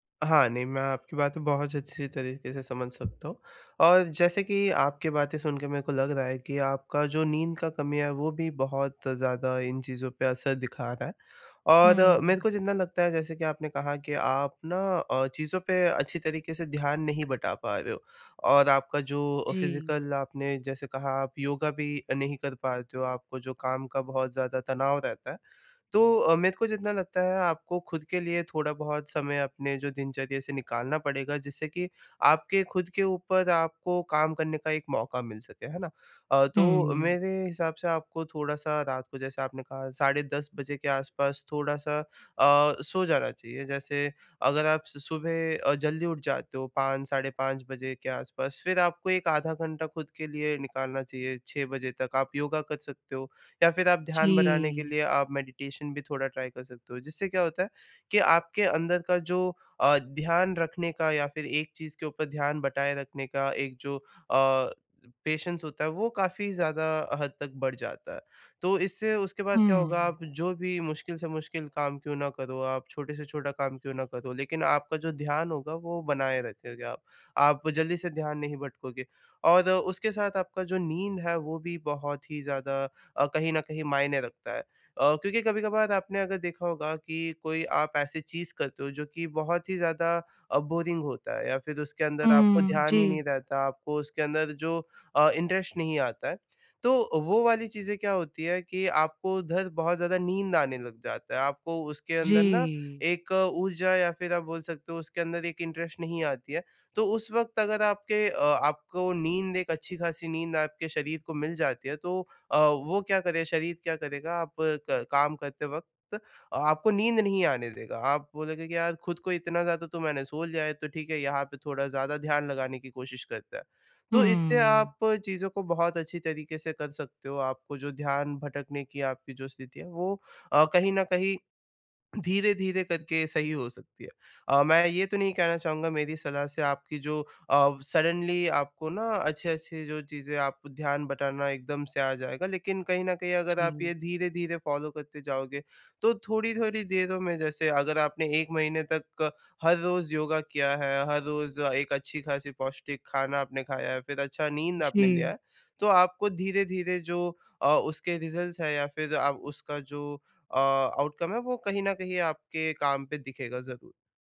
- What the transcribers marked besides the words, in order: other background noise; tapping; in English: "फिज़ीकल"; in English: "मेडिटेशन"; in English: "ट्राई"; in English: "पेशेंस"; in English: "बोरिंग"; in English: "इंटरेस्ट"; in English: "इंटरेस्ट"; in English: "सडनली"; in English: "फॉलो"; in English: "रिज़ल्ट्स"; in English: "आउटकम"
- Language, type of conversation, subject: Hindi, advice, लंबे समय तक ध्यान बनाए रखना